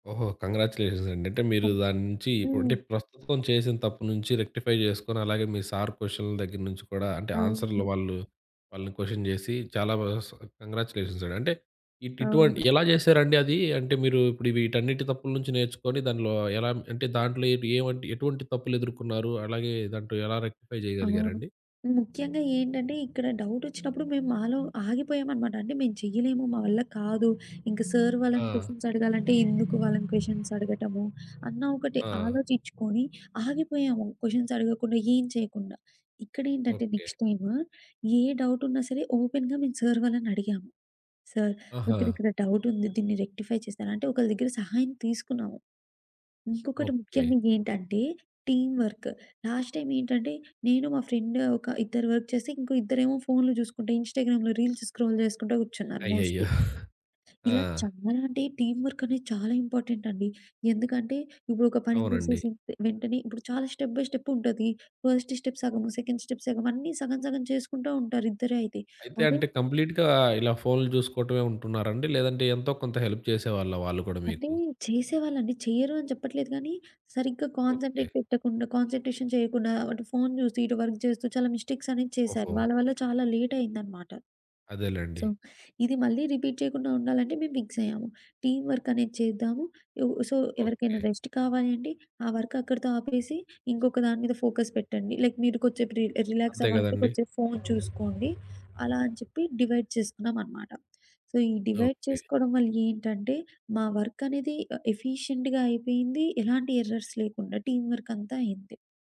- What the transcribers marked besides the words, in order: in English: "రెక్టిఫై"; in English: "కొషన్"; tapping; in English: "రెక్టిఫై"; other background noise; other street noise; in English: "నెక్స్ట్ టైమ్"; in English: "ఓపెన్‌గా"; horn; in English: "రెక్టిఫై"; in English: "టీమ్ వర్క్. లాస్ట్"; in English: "ఫ్రెండ్"; in English: "ఇన్‌స్టాగ్రామ్‌లో రీల్స్ స్క్రోల్"; in English: "మోస్ట్‌లీ"; in English: "టీమ్"; giggle; in English: "స్టెప్ బై"; in English: "ఫస్ట్ స్టెప్"; in English: "సెకండ్ స్టెప్"; in English: "కంప్లీట్‌గా"; in English: "హెల్ప్"; in English: "కాన్సంట్రేట్"; in English: "కాన్సంట్రేషన్"; in English: "వర్క్"; in English: "సో"; in English: "రిపీట్"; in English: "టీమ్"; in English: "సో"; in English: "రెస్ట్"; in English: "ఫోకస్"; in English: "లైక్"; in English: "డివైడ్"; in English: "సో"; in English: "డివైడ్"; in English: "ఎఫీషియంట్‌గా"; in English: "ఎర్రర్స్"; in English: "టీమ్"
- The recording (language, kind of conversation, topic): Telugu, podcast, తప్పు జరిగిన తర్వాత మళ్లీ ప్రయత్నించడానికి మీలోని శక్తిని మీరు ఎలా తిరిగి పొందారు?